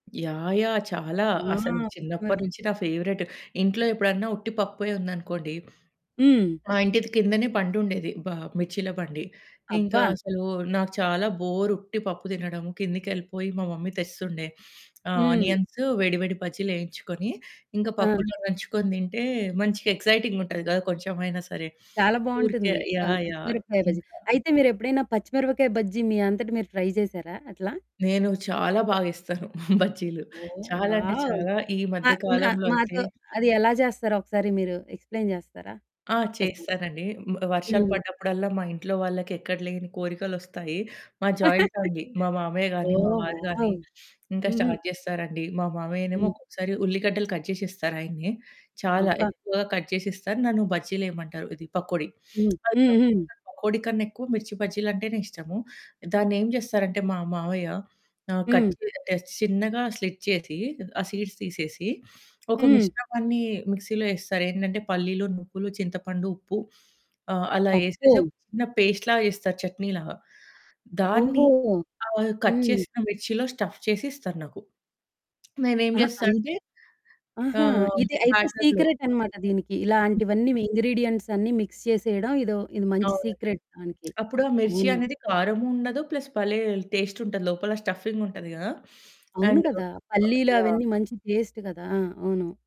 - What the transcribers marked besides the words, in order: in English: "ఫేవరెట్"; sniff; in English: "మమ్మీ"; in English: "ఆనియన్స్"; in English: "ఎక్సైటింగ్‌గా"; in English: "ట్రై"; other background noise; laughing while speaking: "బజ్జీలు"; in English: "వావ్!"; in English: "ఎక్స్‌ప్లెయిన్"; chuckle; in English: "జాయింట్ ఫ్యామిలీ"; in English: "వావ్!"; in English: "స్టార్ట్"; in English: "కట్"; in English: "కట్"; unintelligible speech; in English: "కట్"; in English: "స్లిట్"; in English: "సీడ్స్"; in English: "మిక్సీలో"; in English: "పేస్ట్"; in English: "కట్"; in English: "స్టఫ్"; in English: "బ్యాటర్‌లో"; in English: "మిక్స్"; in English: "సీక్రెట్"; in English: "ప్లస్"; in English: "అండ్"; in English: "టేస్ట్"
- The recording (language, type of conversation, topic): Telugu, podcast, మీరు రుచి చూసిన స్థానిక వీధి ఆహారాల్లో మీకు మర్చిపోలేని అనుభవం ఏది?